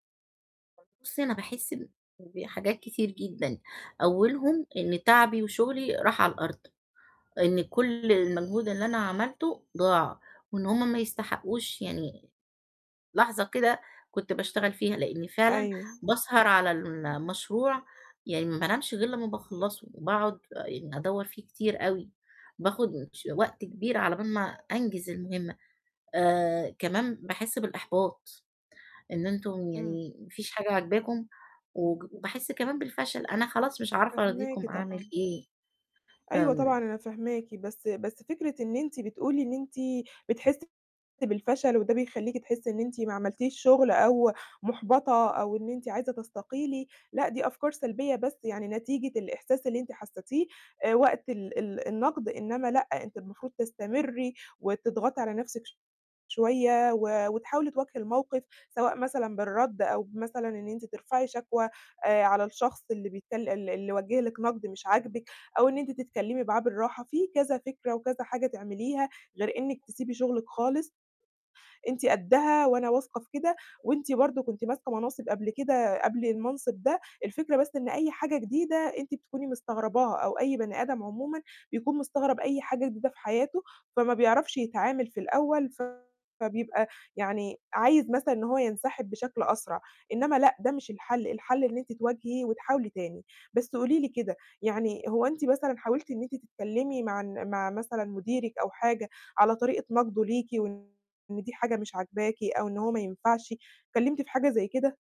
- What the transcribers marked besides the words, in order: other noise; horn; distorted speech; other background noise
- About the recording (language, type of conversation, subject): Arabic, advice, إزاي أتكلم وأسمع بشكل أحسن لما حد يوجّهلي نقد جارح؟